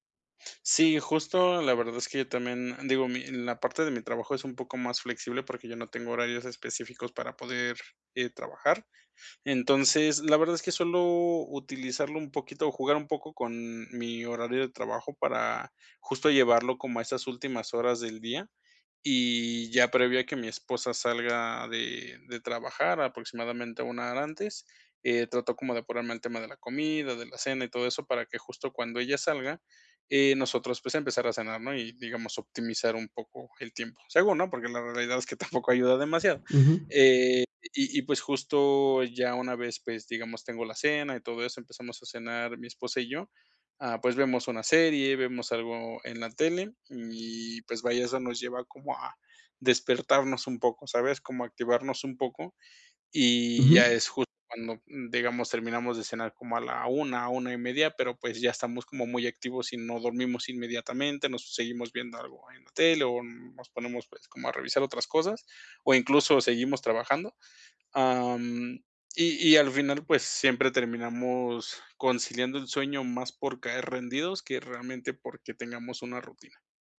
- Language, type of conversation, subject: Spanish, advice, ¿Cómo puedo establecer una rutina de sueño consistente cada noche?
- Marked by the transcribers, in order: other noise; other background noise